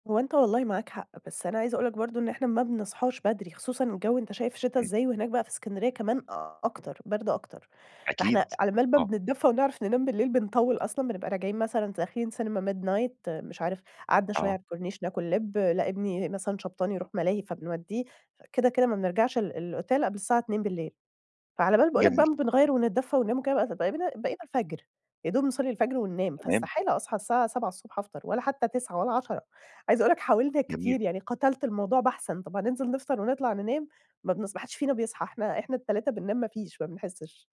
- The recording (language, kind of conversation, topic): Arabic, advice, إزاي أخطط ميزانية الإجازة وأتعامل مع المصاريف المفاجئة؟
- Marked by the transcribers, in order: in English: "midnight"; in English: "الأوتيل"; tapping